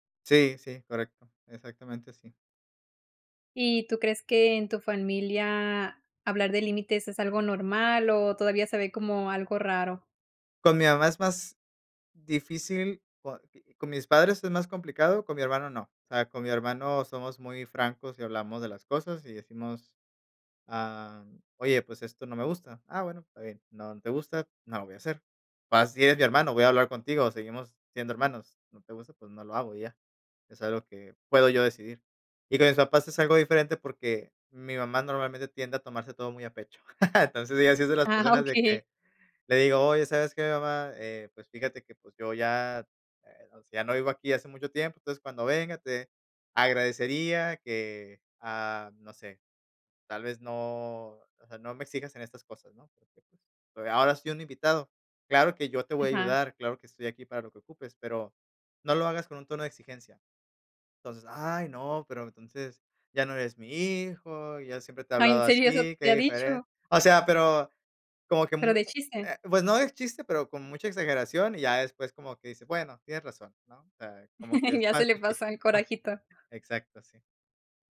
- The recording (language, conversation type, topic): Spanish, podcast, ¿Cómo puedo poner límites con mi familia sin que se convierta en una pelea?
- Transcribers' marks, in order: laughing while speaking: "Ah, okey"; laugh; other background noise; laugh